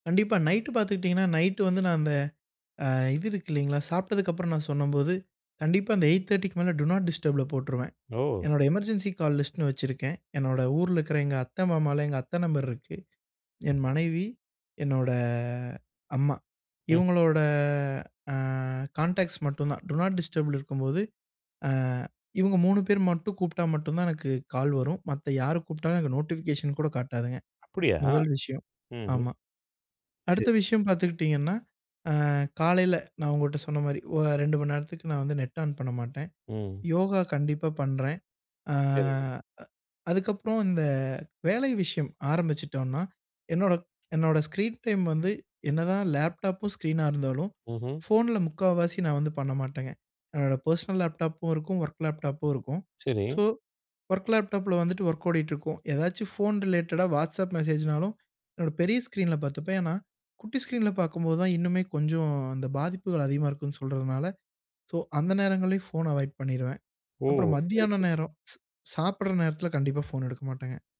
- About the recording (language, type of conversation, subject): Tamil, podcast, தொலைபேசி பயன்படுத்தும் நேரத்தை குறைக்க நீங்கள் பின்பற்றும் நடைமுறை வழிகள் என்ன?
- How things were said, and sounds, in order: in English: "டூ நாட் டிஸ்டர்ப்ல"; in English: "எமர்ஜென்சி கால் லிஸ்ட்டுன்னு"; drawn out: "என்னோட"; drawn out: "இவுங்களோட"; in English: "கான்டாக்ட்ஸ்"; in English: "டூ நாட் டிஸ்டர்ல"; in English: "நோட்டிஃபிகேஷன்"; drawn out: "அ"; in English: "ஸ்க்ரீன் டைம்"; in English: "பெர்சனல்"; in English: "ஸோ"; in English: "ரிலேட்டடா WhatsApp மெசேஜ்னாலும்"; in English: "சோ"; in English: "அவாய்ட்"